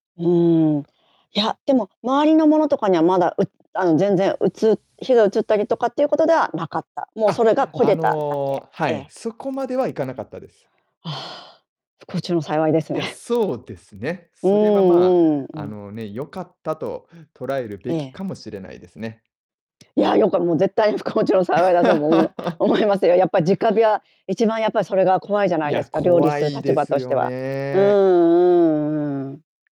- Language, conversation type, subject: Japanese, podcast, 料理でやらかしてしまった面白い失敗談はありますか？
- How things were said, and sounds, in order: static; mechanical hum; laughing while speaking: "ですね"; laugh; other background noise; laughing while speaking: "不幸中の幸いだと思いま 思いますよ"